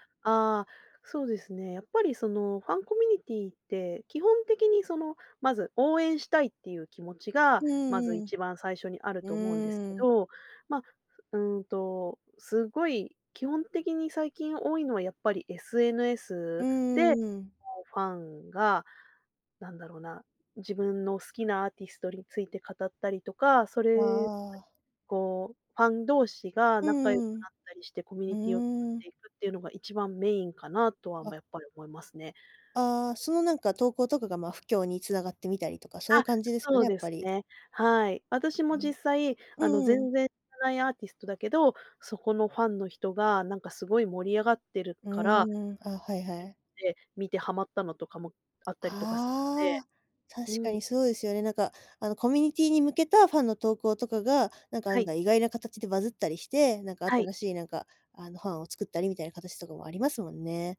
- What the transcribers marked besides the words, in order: "コミュニティー" said as "コミニティー"; other background noise; other noise; tapping
- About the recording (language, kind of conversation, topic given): Japanese, podcast, ファンコミュニティの力、どう捉えていますか？